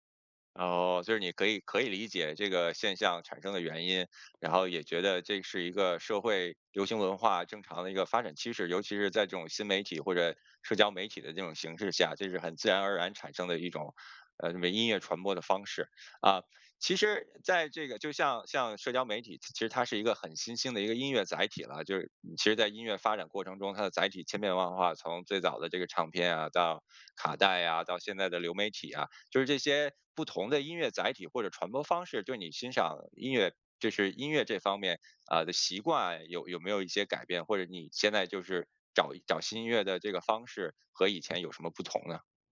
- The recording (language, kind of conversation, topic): Chinese, podcast, 你对音乐的热爱是从哪里开始的？
- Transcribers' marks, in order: other background noise